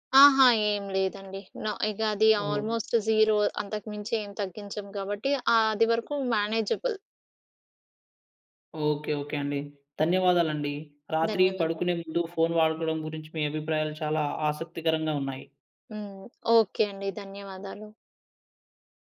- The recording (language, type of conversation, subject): Telugu, podcast, రాత్రి పడుకునే ముందు మొబైల్ ఫోన్ వాడకం గురించి మీ అభిప్రాయం ఏమిటి?
- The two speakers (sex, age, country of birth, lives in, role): female, 30-34, India, United States, guest; male, 20-24, India, India, host
- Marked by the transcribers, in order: in English: "నొ"; in English: "ఆల్మోస్ట్ జీరో"; in English: "మేనేజబుల్"